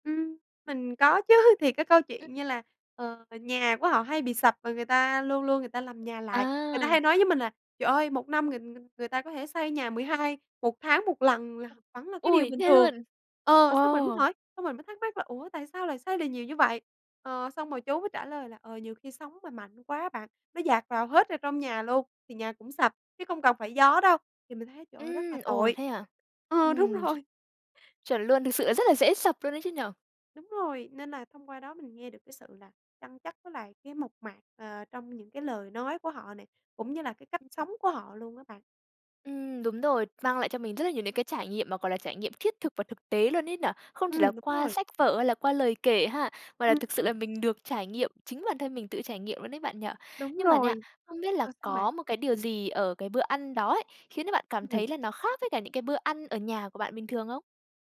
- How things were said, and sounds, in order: laughing while speaking: "chứ"; other background noise; tapping; unintelligible speech
- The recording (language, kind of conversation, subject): Vietnamese, podcast, Bạn có thể kể về một lần bạn được mời ăn cơm ở nhà người địa phương không?